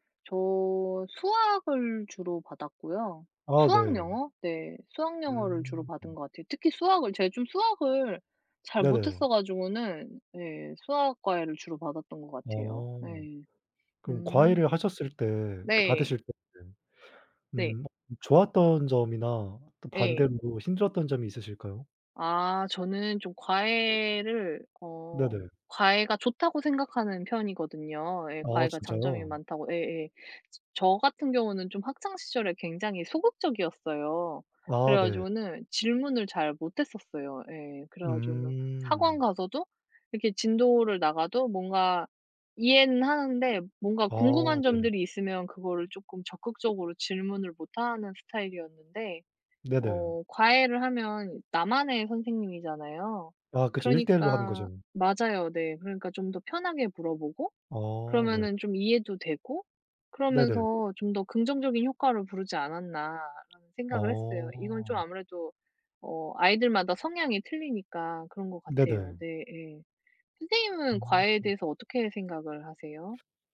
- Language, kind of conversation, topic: Korean, unstructured, 과외는 꼭 필요한가요, 아니면 오히려 부담이 되나요?
- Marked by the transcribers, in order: other background noise; drawn out: "어"